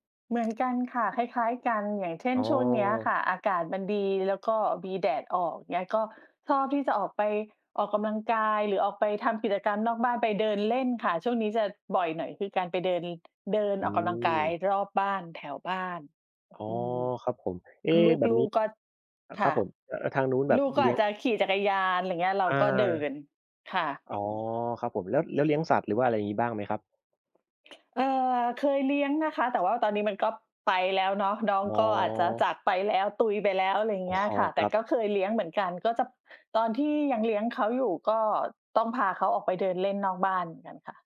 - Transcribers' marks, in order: other background noise; laughing while speaking: "อ๋อ"
- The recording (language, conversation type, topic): Thai, unstructured, เวลาว่างคุณชอบทำกิจกรรมอะไรที่จะทำให้คุณมีความสุขมากที่สุด?